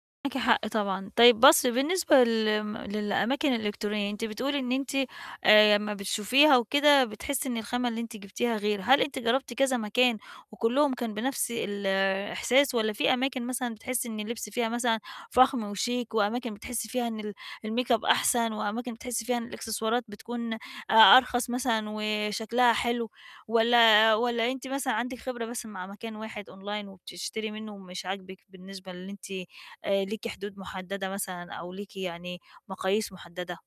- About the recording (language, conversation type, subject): Arabic, advice, إزاي أتعلم أتسوق بذكاء عشان أشتري منتجات جودتها كويسة وسعرها مناسب؟
- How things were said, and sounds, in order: static; in English: "الMake-up"; in English: "Online"